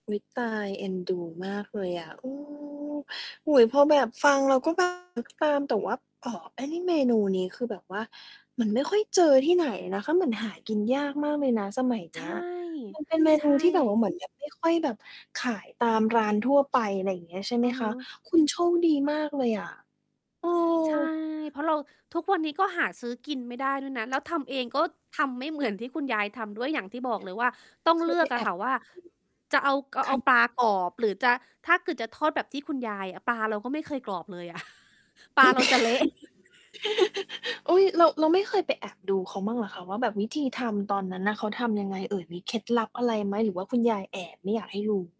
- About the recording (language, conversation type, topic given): Thai, podcast, ช่วยเล่าเรื่องสูตรอาหารประจำครอบครัวที่คุณชอบให้ฟังหน่อยได้ไหม?
- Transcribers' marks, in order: mechanical hum; distorted speech; chuckle